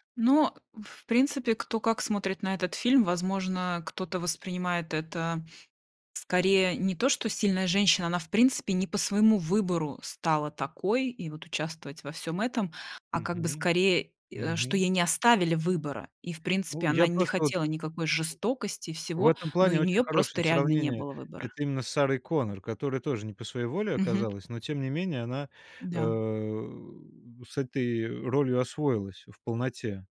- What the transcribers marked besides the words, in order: tapping; other background noise; other noise
- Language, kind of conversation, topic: Russian, podcast, Почему, на ваш взгляд, важно, как разные группы людей представлены в кино и книгах?